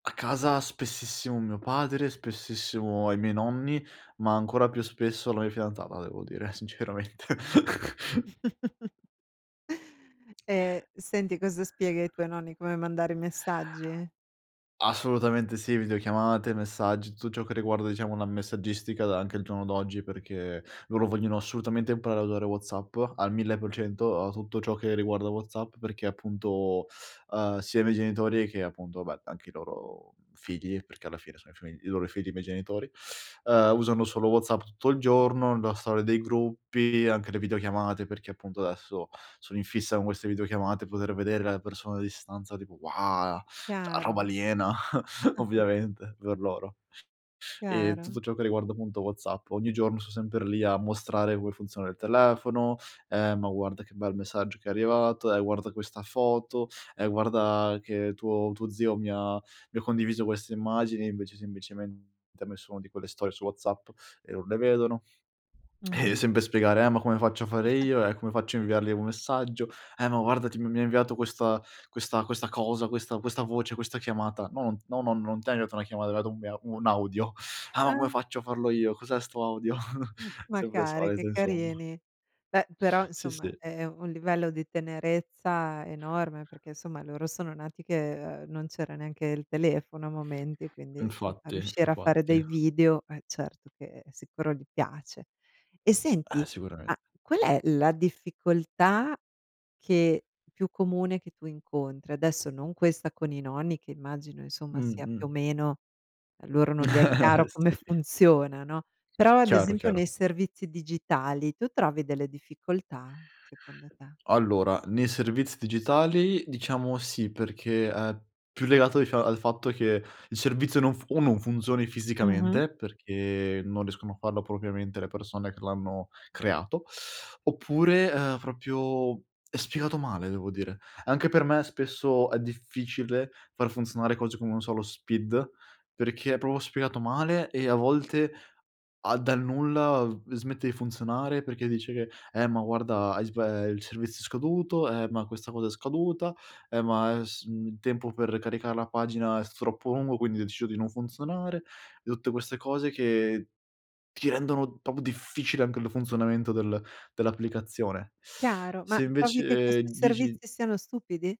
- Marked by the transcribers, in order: laughing while speaking: "sinceramente"; chuckle; tapping; "vabbè" said as "vabè"; "Cioè" said as "ceh"; chuckle; chuckle; "arrivata" said as "ariata"; "arrivato" said as "arivato"; unintelligible speech; chuckle; other background noise; chuckle; laughing while speaking: "Sì"; "propriamente" said as "propiamente"; "proprio" said as "propio"; "proprio" said as "propo"; "deciso" said as "decio"; "tutte" said as "utte"; "proprio" said as "propo"
- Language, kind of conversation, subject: Italian, podcast, Ti capita di insegnare la tecnologia agli altri?